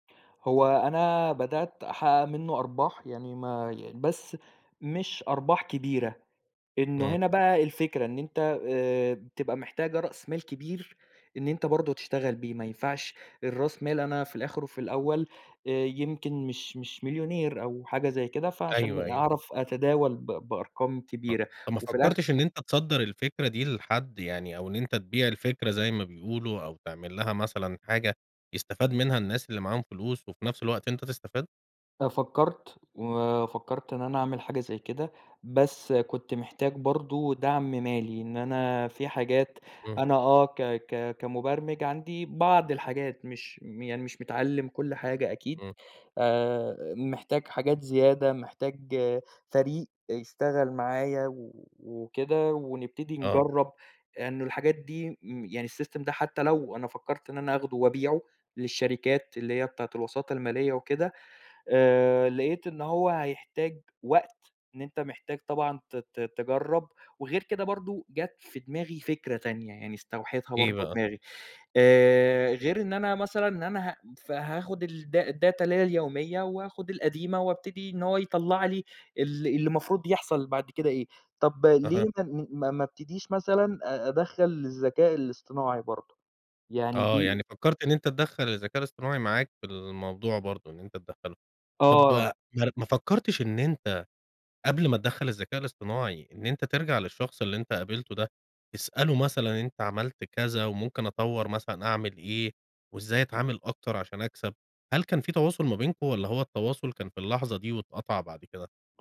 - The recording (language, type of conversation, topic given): Arabic, podcast, احكيلي عن مرة قابلت فيها حد ألهمك؟
- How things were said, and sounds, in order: in English: "السيستم"; in English: "الda الdata"; tapping